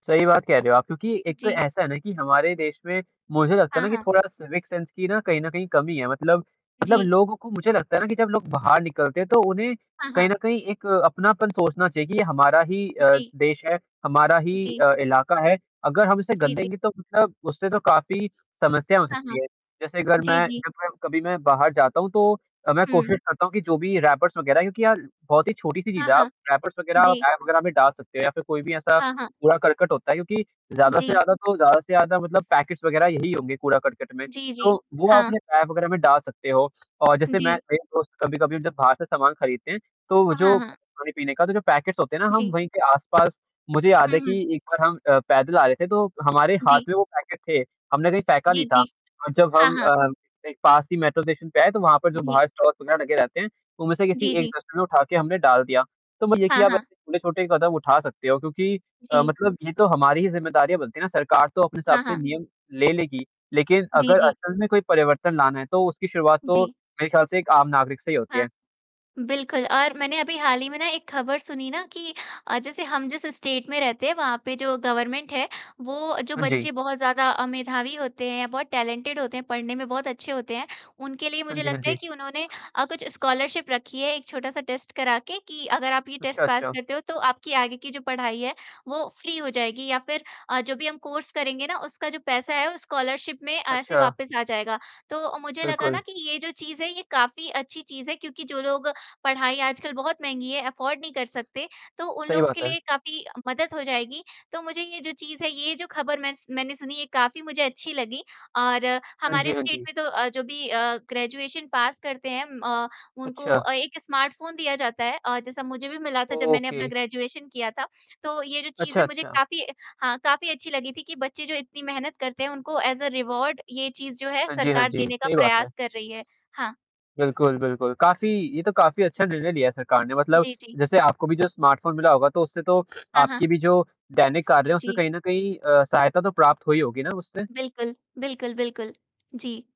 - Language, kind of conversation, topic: Hindi, unstructured, आपके हिसाब से देश में हाल ही में कौन-सी अच्छी बात हुई है?
- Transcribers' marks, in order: distorted speech; in English: "सिविक सेंस"; other background noise; in English: "रैपर्स"; in English: "रैपर्स"; in English: "पैकेट्स"; in English: "पैकेट्स"; in English: "स्टॉल्स"; in English: "डस्टबिन"; in English: "स्टेट"; in English: "गवर्नमेंट"; in English: "टैलेंटेड"; in English: "स्कॉलरशिप"; in English: "टेस्ट"; in English: "टेस्ट"; in English: "फ्री"; in English: "स्कॉलरशिप"; tapping; in English: "अफ़ोर्ड"; in English: "स्टेट"; in English: "ग्रेजुएशन"; in English: "स्मार्टफ़ोन"; in English: "ओके"; in English: "ग्रेजुएशन"; in English: "एज़ अ रिवार्ड"; in English: "स्मार्टफ़ोन"